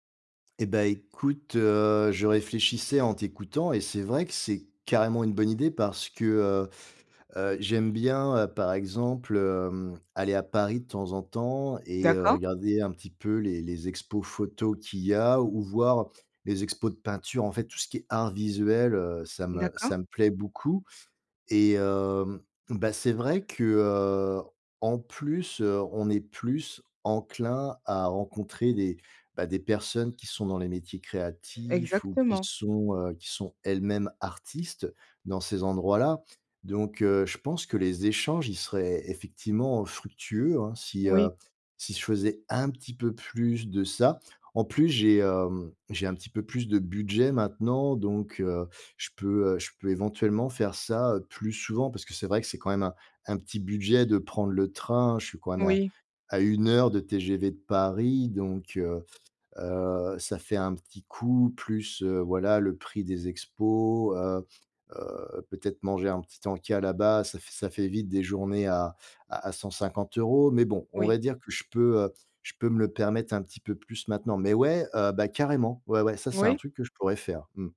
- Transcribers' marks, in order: none
- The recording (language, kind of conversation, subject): French, advice, Comment surmonter la procrastination pour créer régulièrement ?